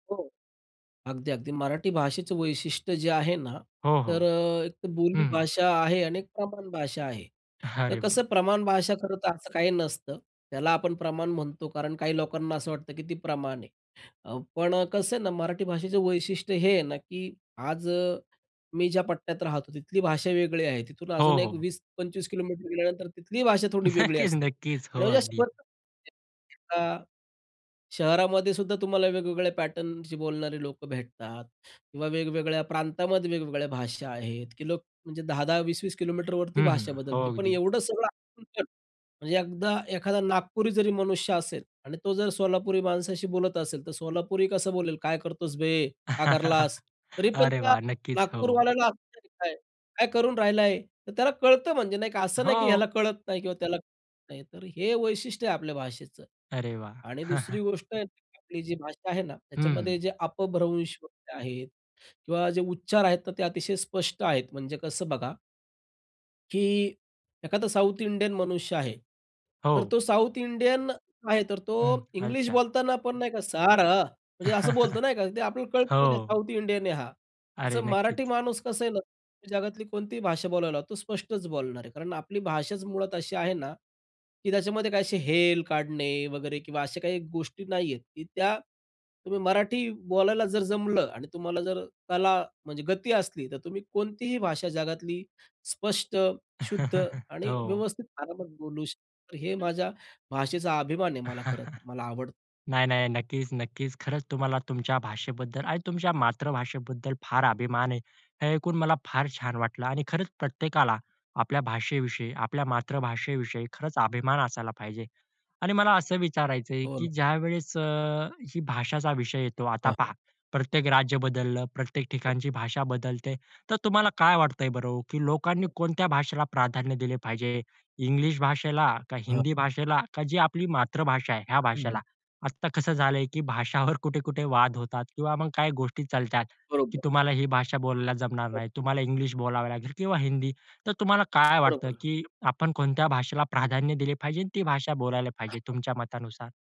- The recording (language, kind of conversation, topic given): Marathi, podcast, घरात तुम्ही कोणती भाषा बोलता?
- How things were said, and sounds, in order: chuckle; chuckle; laughing while speaking: "नक्कीच, नक्कीच"; unintelligible speech; tapping; chuckle; chuckle; unintelligible speech; put-on voice: "सॅड"; chuckle; chuckle; other background noise; chuckle; other noise; laughing while speaking: "भाषावर"; unintelligible speech